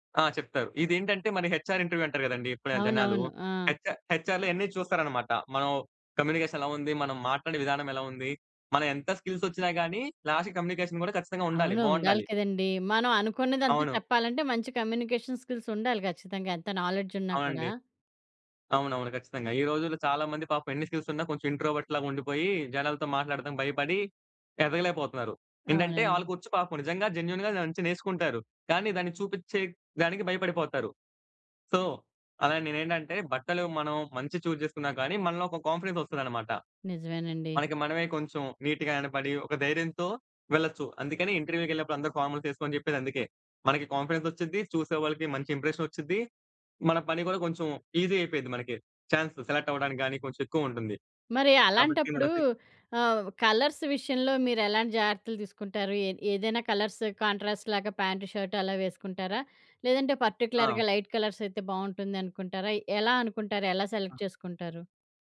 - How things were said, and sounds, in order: in English: "హెచ్‌ఆర్ ఇంటర్వ్యూ"; in English: "హెచ్‌ఆర్ హెచ్‌ఆర్‌లో"; in English: "కమ్యూనికేషన్"; in English: "స్కిల్స్"; in English: "లాస్ట్‌కి కమ్యూనికేషన్"; in English: "కమ్యూనికేషన్ స్కిల్స్"; in English: "నాలెడ్జ్"; in English: "స్కిల్స్"; in English: "ఇంట్రోవర్ట్"; in English: "జెన్యూన్‌గా"; in English: "సో"; in English: "చూజ్"; in English: "కాన్ఫిడెన్స్"; in English: "నీట్‌గా"; in English: "ఇంటర్వ్యూ‌కెళ్ళినప్పుడు"; in English: "ఫార్మల్స్"; in English: "కాన్ఫిడెన్స్"; in English: "ఇంప్రెషన్"; in English: "ఈజీ"; in English: "చాన్స్ సెలెక్ట్"; in English: "కలర్స్"; in English: "కలర్స్ కాంట్రాస్ట్"; in English: "ప్యాంట్ షర్ట్"; in English: "పర్టిక్యులర్‌గా లైట్ కలర్స్"; in English: "సెలెక్ట్"
- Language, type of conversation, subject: Telugu, podcast, ఏ రకం దుస్తులు వేసుకున్నప్పుడు నీకు ఎక్కువ ఆత్మవిశ్వాసంగా అనిపిస్తుంది?